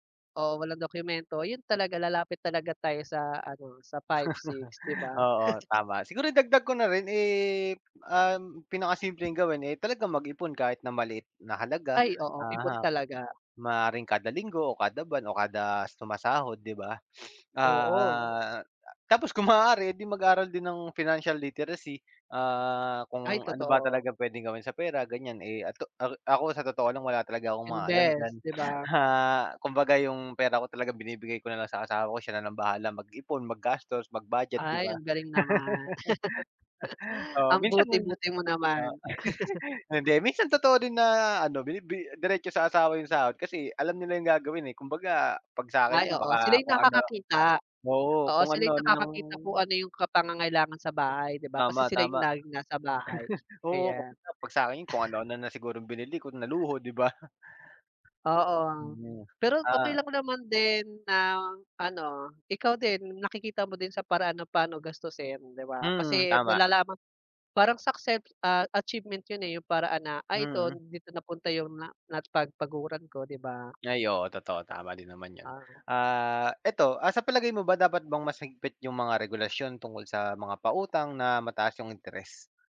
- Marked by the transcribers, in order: laugh; chuckle; tapping; sniff; other background noise; laugh; chuckle; chuckle; scoff
- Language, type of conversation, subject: Filipino, unstructured, Ano ang opinyon mo tungkol sa mga nagpapautang na mataas ang interes?